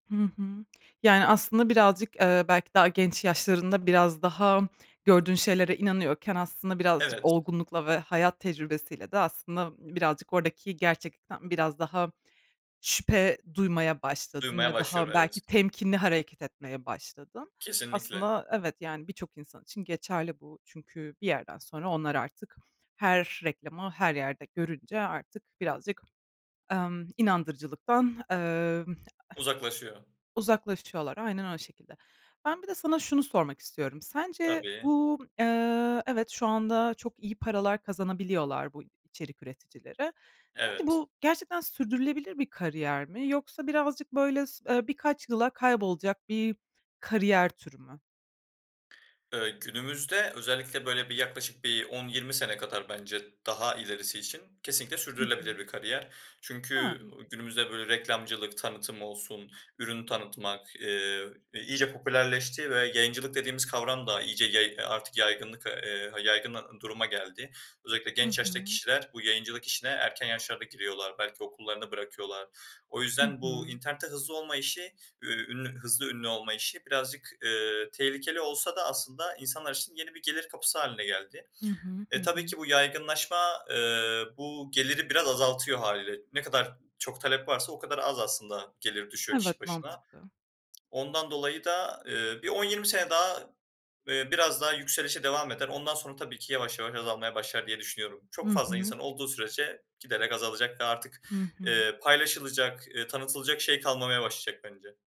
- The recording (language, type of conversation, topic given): Turkish, podcast, İnternette hızlı ünlü olmanın artıları ve eksileri neler?
- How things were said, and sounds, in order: unintelligible speech; tapping; other background noise